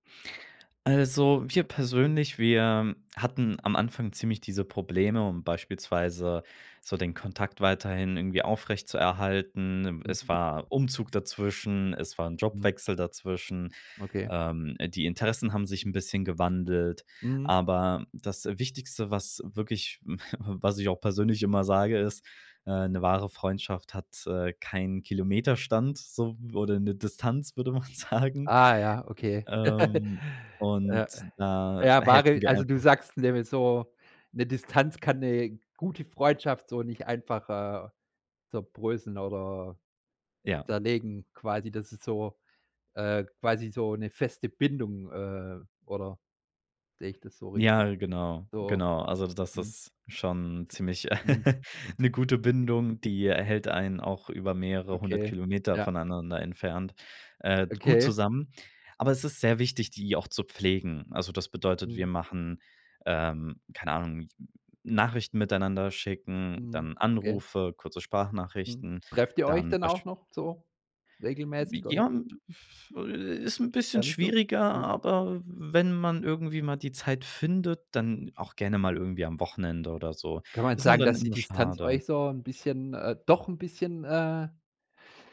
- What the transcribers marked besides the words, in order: other background noise; chuckle; giggle; laughing while speaking: "man sagen"; laugh; laugh
- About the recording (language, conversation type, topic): German, podcast, Wie hältst du Fernfreundschaften lebendig?